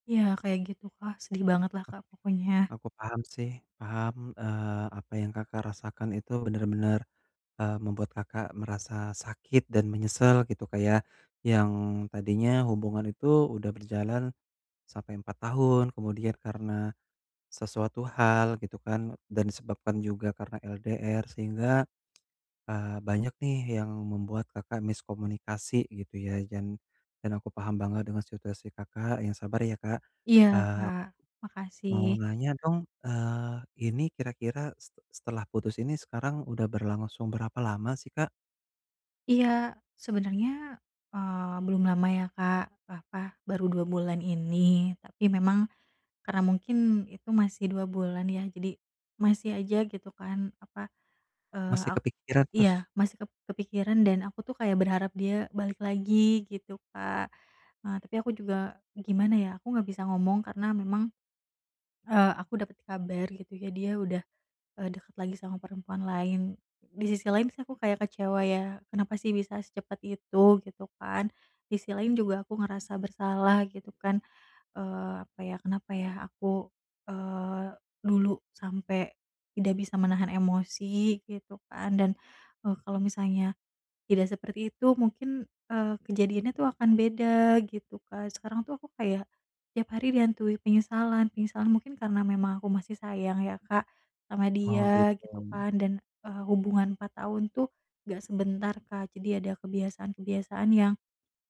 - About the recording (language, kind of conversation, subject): Indonesian, advice, Bagaimana cara mengatasi penyesalan dan rasa bersalah setelah putus?
- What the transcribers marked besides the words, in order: other background noise